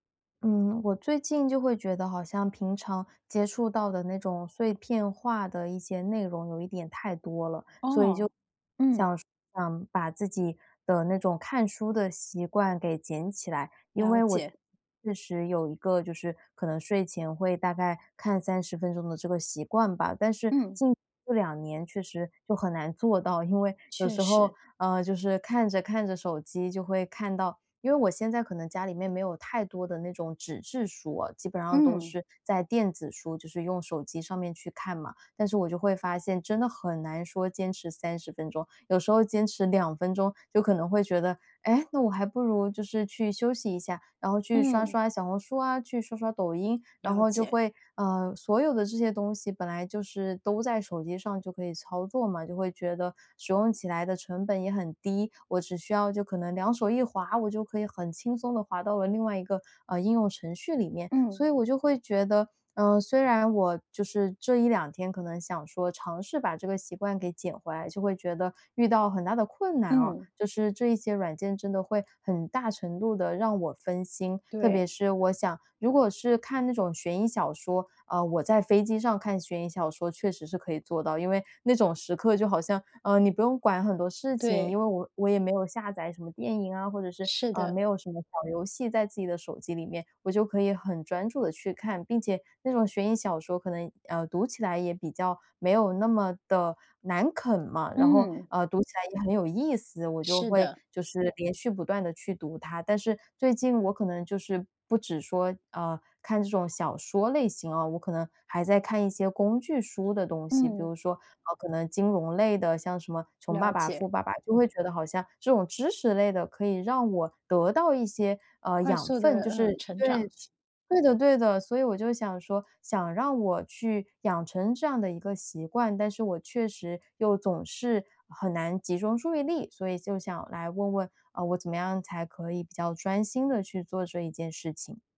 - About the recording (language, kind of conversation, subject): Chinese, advice, 读书时总是注意力分散，怎样才能专心读书？
- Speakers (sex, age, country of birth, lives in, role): female, 30-34, China, Japan, user; female, 30-34, China, Thailand, advisor
- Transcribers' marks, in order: none